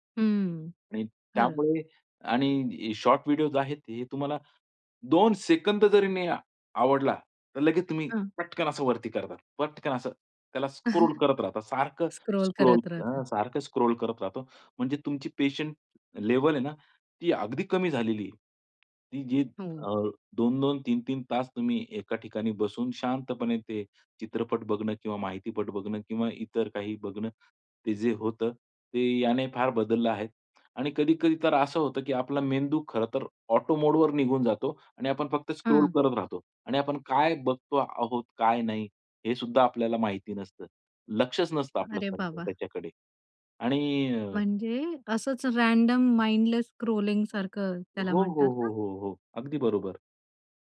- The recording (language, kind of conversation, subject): Marathi, podcast, लघु व्हिडिओंनी मनोरंजन कसं बदललं आहे?
- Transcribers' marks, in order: in English: "शॉर्ट"; other background noise; in English: "स्क्रोल"; chuckle; in English: "स्क्रोल"; in English: "स्क्रोल"; in English: "स्क्रोल"; in English: "पेशंन्स लेव्हल"; in English: "ऑटो मोड"; in English: "स्क्रोल"; in English: "रॅंडम माइंडलेस स्क्रोलिंग"